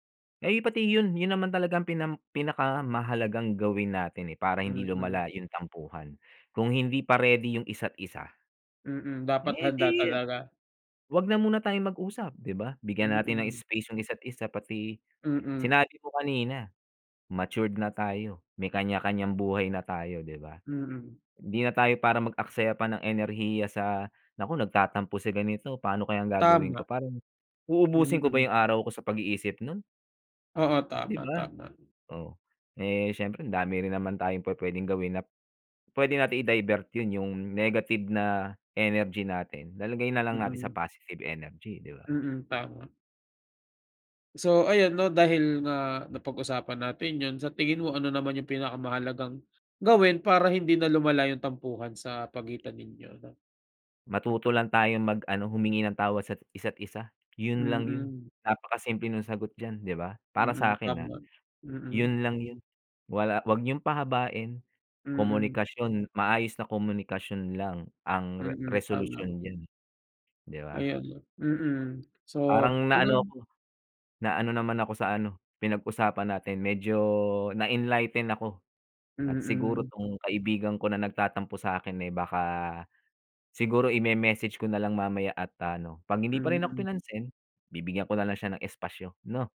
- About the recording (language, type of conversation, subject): Filipino, unstructured, Paano mo nilulutas ang mga tampuhan ninyo ng kaibigan mo?
- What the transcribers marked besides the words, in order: none